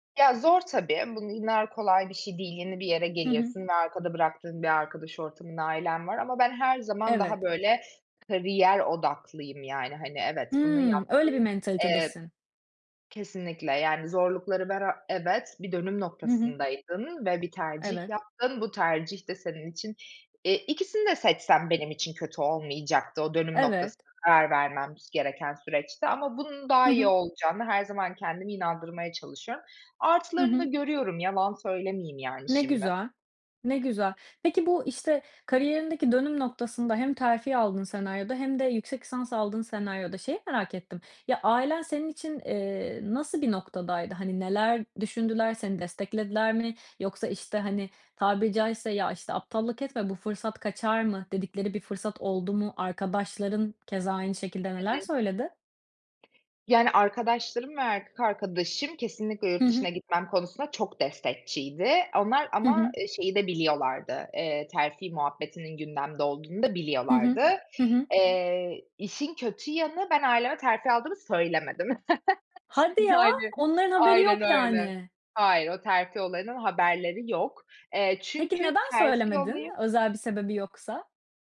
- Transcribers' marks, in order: tapping; chuckle
- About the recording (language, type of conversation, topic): Turkish, podcast, Kariyerinde dönüm noktası olan bir anını anlatır mısın?